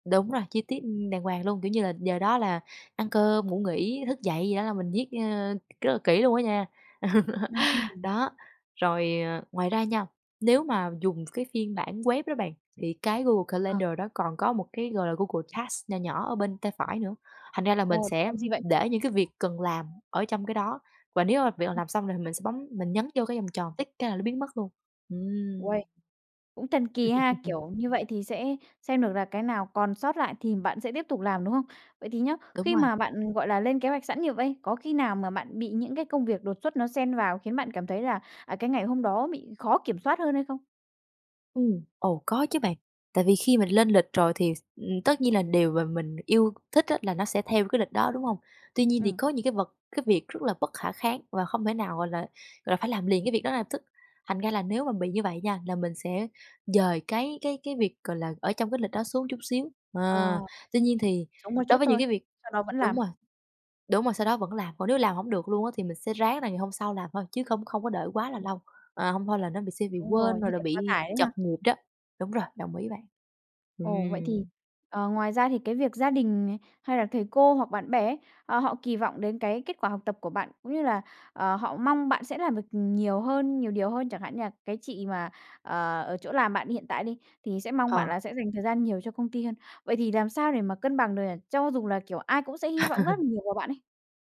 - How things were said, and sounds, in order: tapping; laugh; in English: "tick"; laugh; laugh
- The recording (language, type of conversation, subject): Vietnamese, podcast, Làm sao bạn cân bằng việc học và cuộc sống hằng ngày?